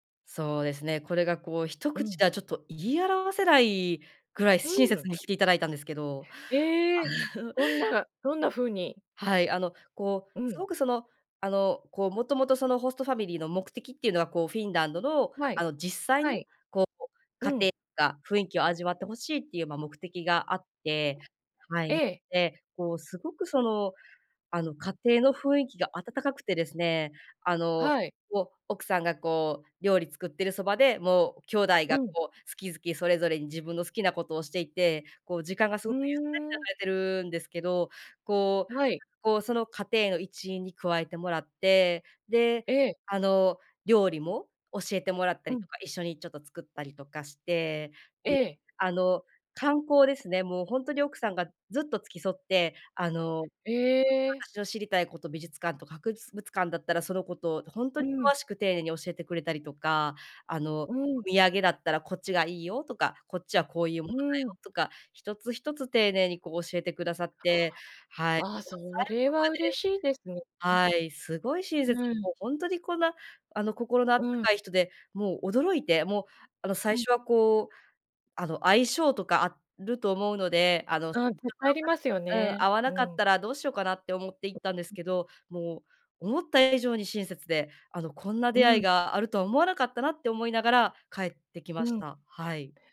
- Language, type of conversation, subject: Japanese, podcast, 心が温かくなった親切な出会いは、どんな出来事でしたか？
- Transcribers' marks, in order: laugh; "博物館" said as "はくふつぶつかん"; unintelligible speech; unintelligible speech; other noise; other background noise